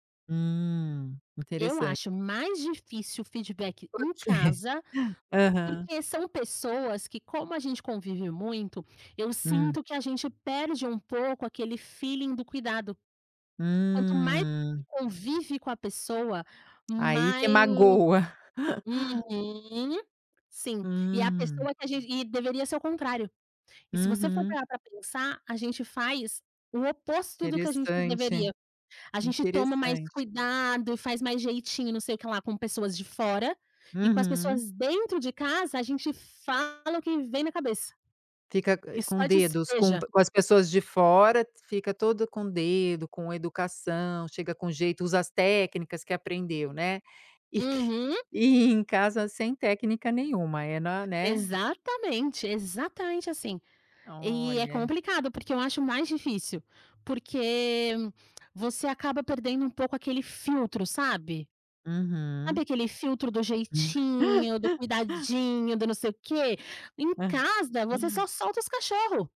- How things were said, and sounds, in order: laughing while speaking: "Porque?"; in English: "felling"; drawn out: "Hum"; other background noise; laugh; drawn out: "Hum"; laugh; unintelligible speech
- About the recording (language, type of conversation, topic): Portuguese, podcast, Como dar um feedback difícil sem desmotivar a pessoa?